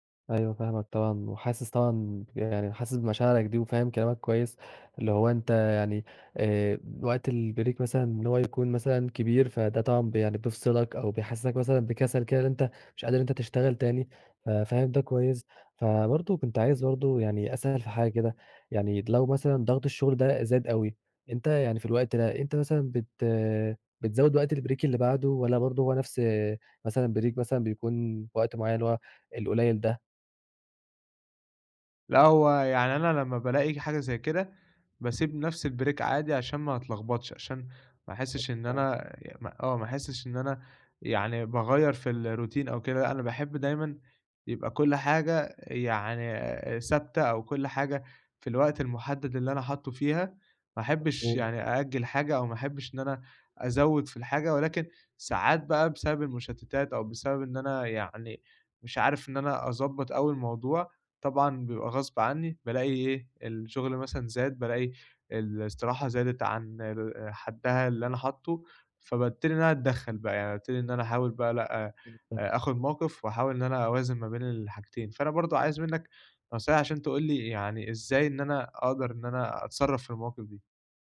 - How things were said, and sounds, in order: tapping; in English: "البريك"; in English: "البريك"; in English: "بريك"; in English: "الbreak"; unintelligible speech; in English: "الروتين"; unintelligible speech
- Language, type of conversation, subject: Arabic, advice, إزاي أوازن بين فترات الشغل المكثّف والاستراحات اللي بتجدّد طاقتي طول اليوم؟